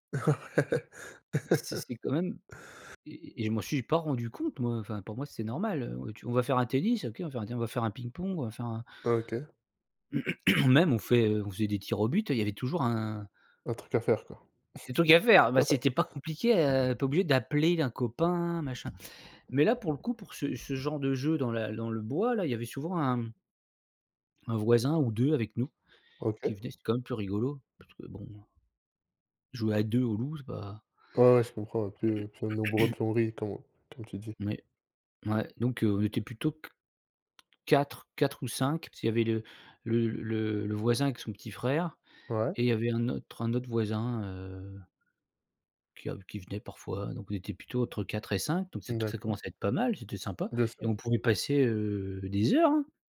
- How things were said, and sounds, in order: laughing while speaking: "Ouais"; laugh; throat clearing; laugh; tapping; throat clearing; stressed: "heures"
- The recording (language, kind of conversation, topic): French, podcast, Quel était ton endroit secret pour jouer quand tu étais petit ?